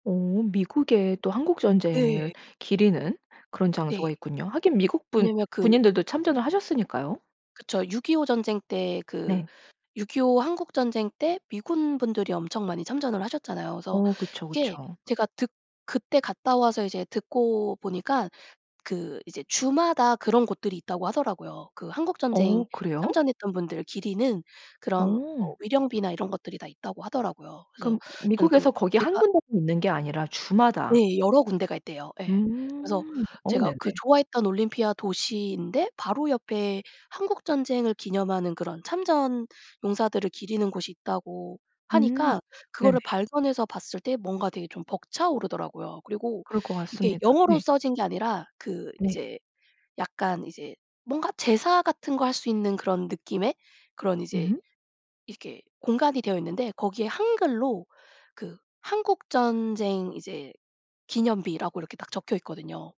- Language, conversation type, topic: Korean, podcast, 그곳에 서서 역사를 실감했던 장소가 있다면, 어디인지 이야기해 주실래요?
- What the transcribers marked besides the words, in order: tapping; other background noise